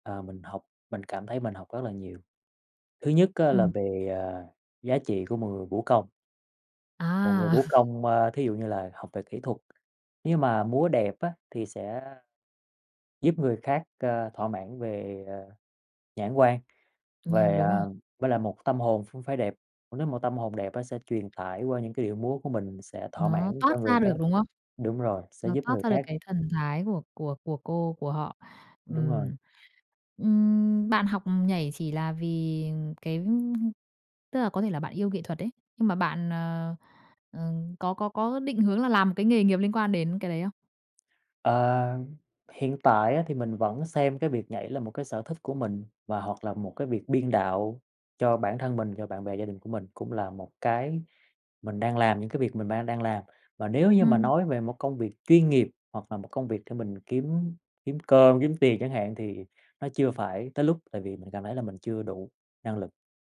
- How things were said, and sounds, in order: tapping; laughing while speaking: "À!"; "cũng" said as "phũng"
- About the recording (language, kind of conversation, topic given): Vietnamese, podcast, Một giáo viên đã truyền cảm hứng cho bạn như thế nào?